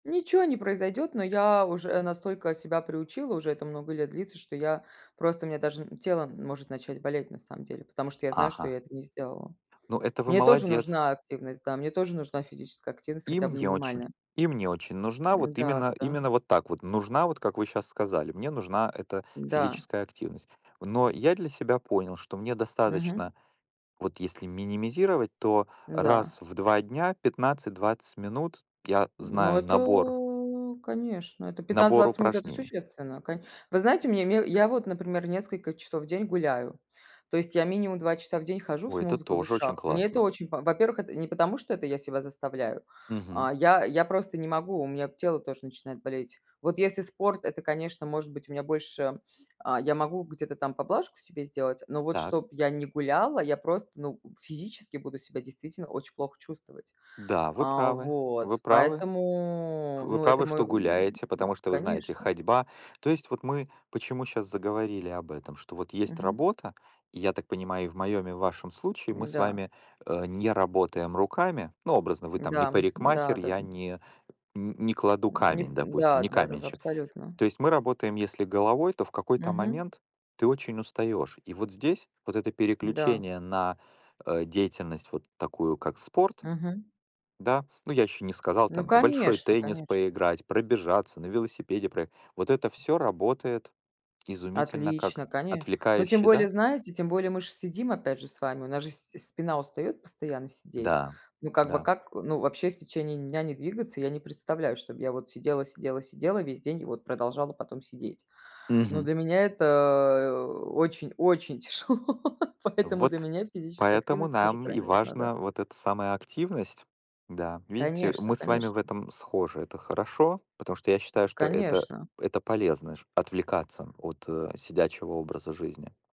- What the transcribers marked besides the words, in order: tapping; drawn out: "это"; drawn out: "Поэтому"; other background noise; drawn out: "это"; laughing while speaking: "тяжело"; background speech
- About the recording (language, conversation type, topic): Russian, unstructured, Как ты находишь баланс между работой и личной жизнью?